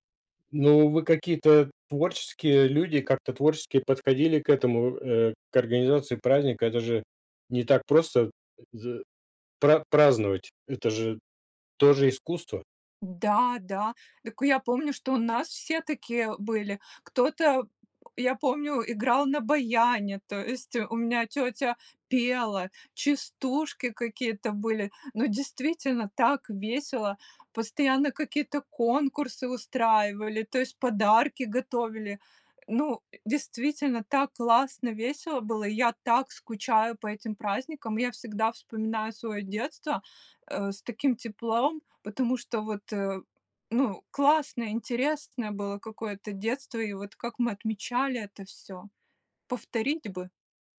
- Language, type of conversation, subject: Russian, podcast, Как проходили семейные праздники в твоём детстве?
- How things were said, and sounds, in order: tapping